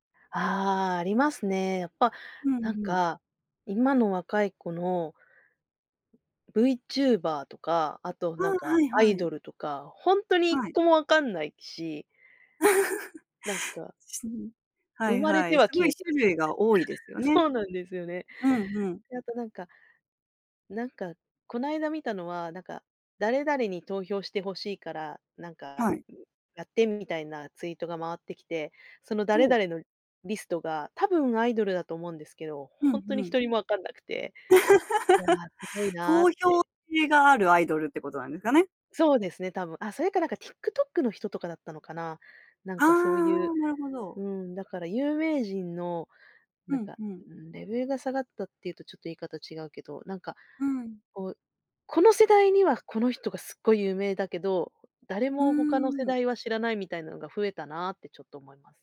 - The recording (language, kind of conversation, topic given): Japanese, podcast, 普段、SNSの流行にどれくらい影響されますか？
- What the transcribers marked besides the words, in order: chuckle; chuckle; other noise; laugh